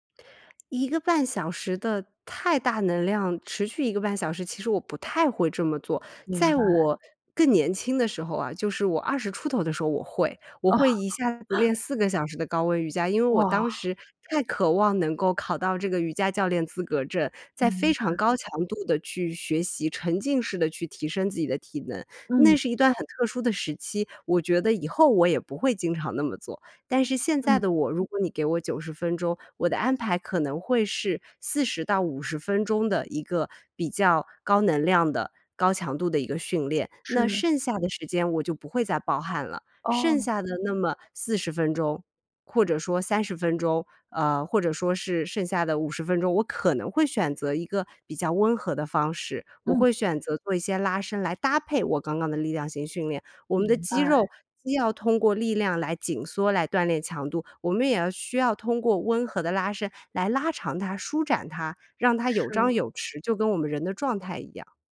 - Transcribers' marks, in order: other background noise; laughing while speaking: "哦"; laugh
- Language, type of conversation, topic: Chinese, podcast, 说说你的晨间健康习惯是什么？